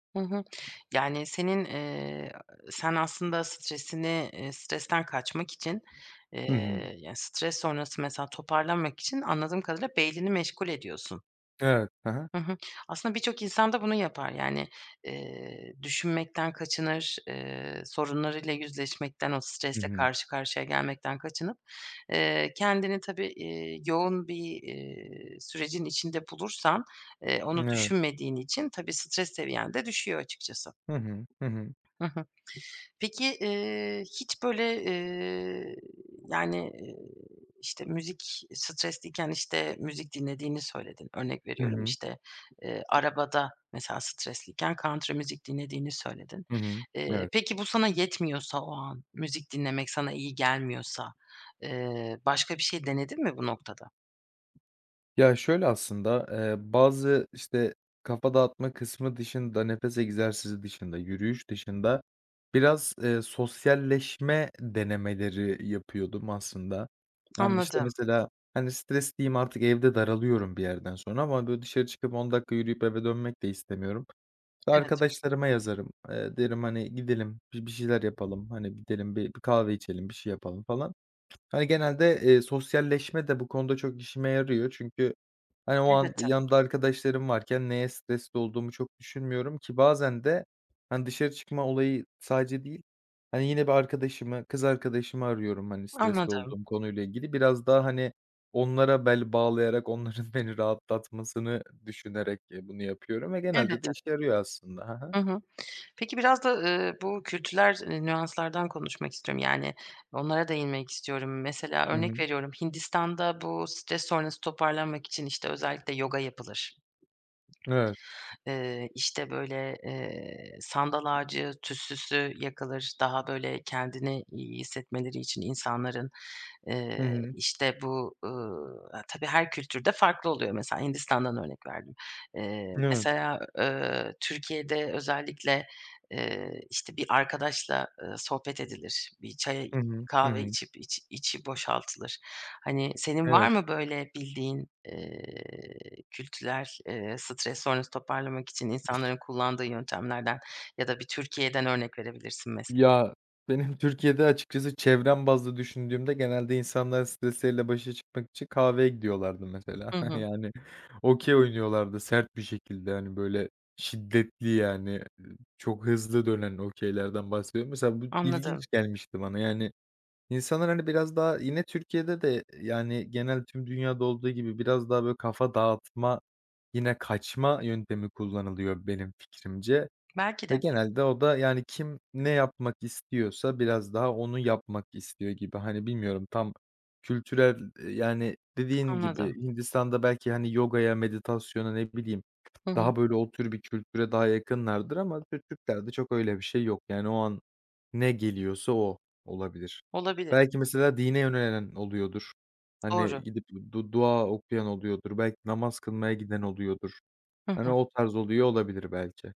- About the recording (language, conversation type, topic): Turkish, podcast, Stres sonrası toparlanmak için hangi yöntemleri kullanırsın?
- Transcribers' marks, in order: other background noise; tapping; other noise; chuckle